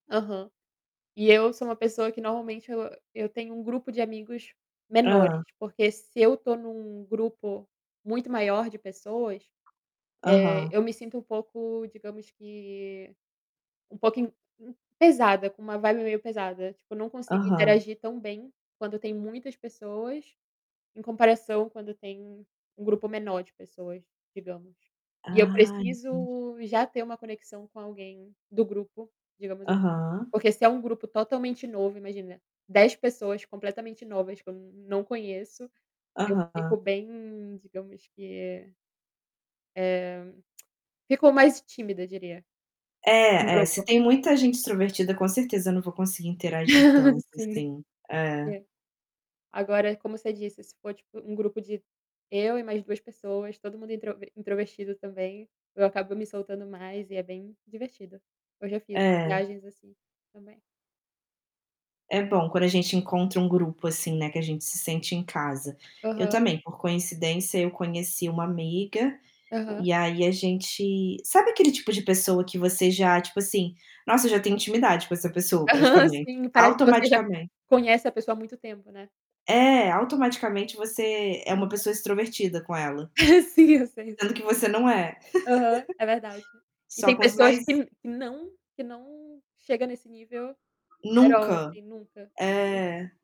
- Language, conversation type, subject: Portuguese, unstructured, Você prefere passar o tempo livre sozinho ou com amigos?
- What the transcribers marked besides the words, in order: other background noise; tongue click; static; chuckle; laughing while speaking: "Aham"; laughing while speaking: "Sim"; laugh; in English: "at all"